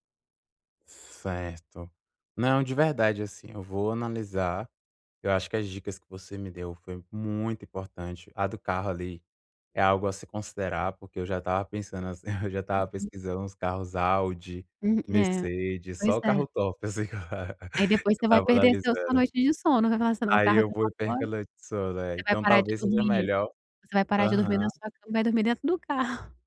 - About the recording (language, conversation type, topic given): Portuguese, advice, Como posso avaliar o impacto futuro antes de agir por impulso?
- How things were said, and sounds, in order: chuckle